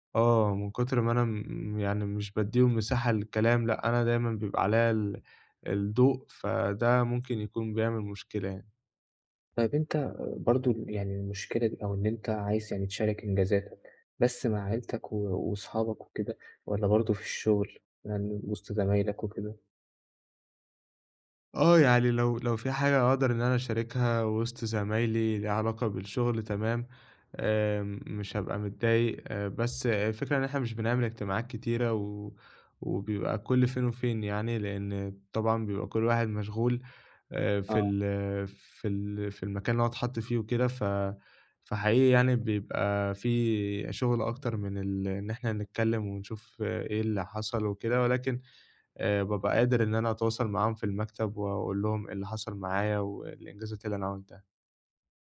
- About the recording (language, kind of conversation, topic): Arabic, advice, عرض الإنجازات بدون تباهٍ
- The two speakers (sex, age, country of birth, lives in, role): male, 20-24, Egypt, Egypt, advisor; male, 20-24, Egypt, Egypt, user
- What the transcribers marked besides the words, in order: none